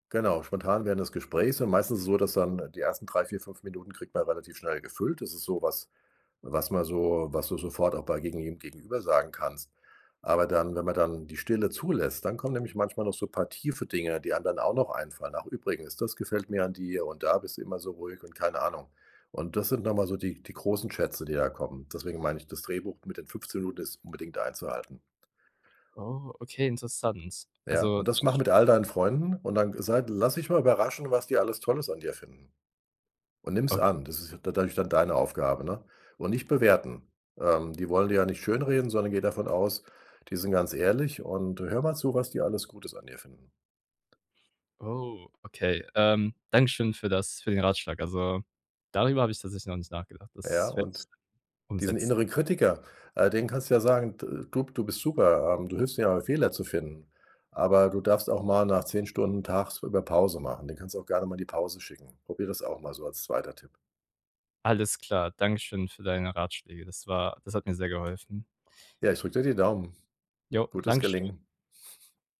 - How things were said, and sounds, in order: other background noise; unintelligible speech; unintelligible speech; snort
- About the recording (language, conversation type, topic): German, advice, Warum fällt es mir schwer, meine eigenen Erfolge anzuerkennen?